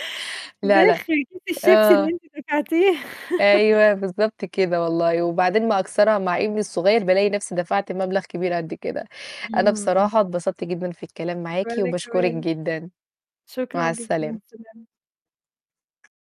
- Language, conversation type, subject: Arabic, unstructured, إزاي تدير ميزانيتك الشهرية بشكل فعّال؟
- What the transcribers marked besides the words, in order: distorted speech; laugh; tapping